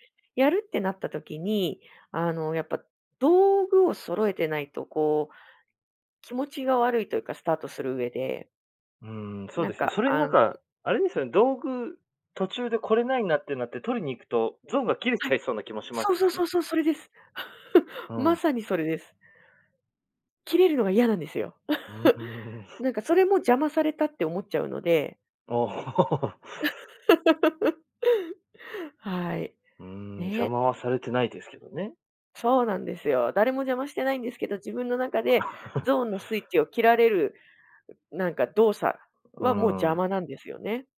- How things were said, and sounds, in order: laugh; laugh; laugh; laugh
- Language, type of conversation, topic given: Japanese, podcast, 趣味に没頭して「ゾーン」に入ったと感じる瞬間は、どんな感覚ですか？